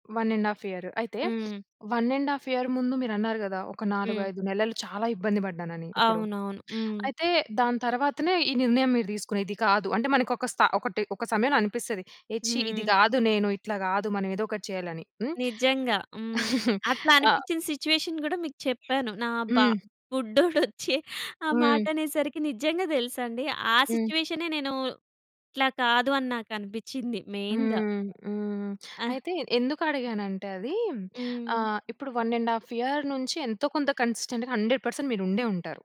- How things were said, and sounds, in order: in English: "వన్ అండ్ హాఫ్"; other background noise; in English: "వన్ అండ్ హాఫ్ ఇయర్"; chuckle; in English: "సిచ్యువేషన్"; chuckle; in English: "మెయిన్‌గా"; in English: "వన్ అండ్ హాఫ్ ఇయర్"; in English: "కన్సిస్టెంట్‌గా హండ్రెడ్ పర్సెంట్"
- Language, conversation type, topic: Telugu, podcast, మీరు ఉదయం లేచిన వెంటనే ధ్యానం లేదా ప్రార్థన చేస్తారా, ఎందుకు?